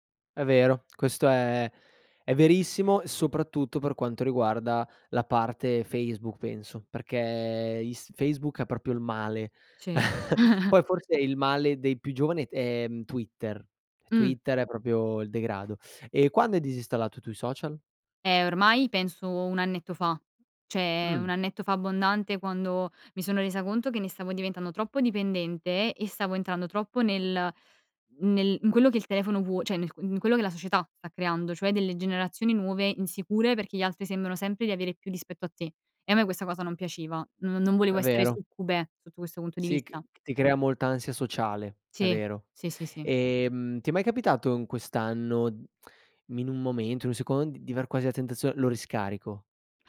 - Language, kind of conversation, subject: Italian, podcast, Che ruolo hanno i social media nella visibilità della tua comunità?
- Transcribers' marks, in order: chuckle; laugh; "cioè" said as "ceh"; "secondo" said as "secono"